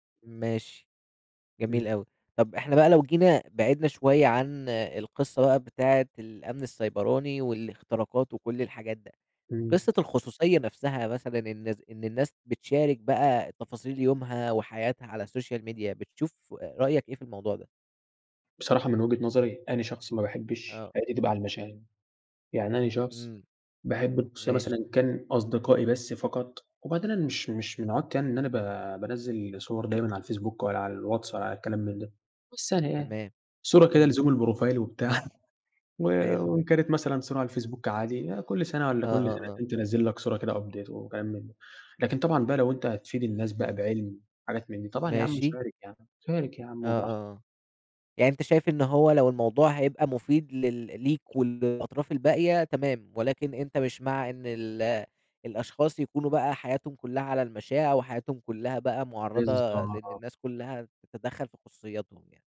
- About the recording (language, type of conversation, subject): Arabic, podcast, ازاي بتحافظ على خصوصيتك على الإنترنت من وجهة نظرك؟
- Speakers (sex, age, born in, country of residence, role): male, 18-19, Egypt, Egypt, guest; male, 20-24, Egypt, Egypt, host
- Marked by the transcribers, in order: other background noise; in English: "السوشيال ميديا"; in English: "البروفايل"; chuckle; tapping; in English: "update"